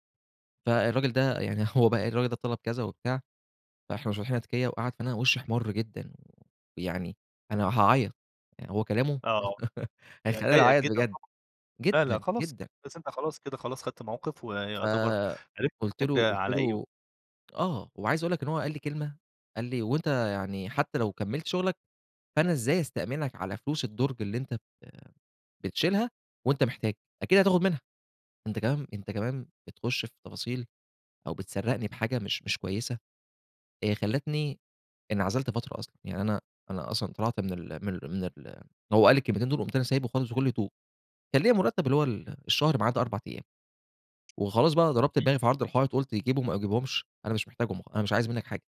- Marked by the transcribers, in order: chuckle; unintelligible speech; tapping
- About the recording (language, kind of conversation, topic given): Arabic, podcast, إزاي بتطلب الدعم من الناس وقت ما بتكون محتاج؟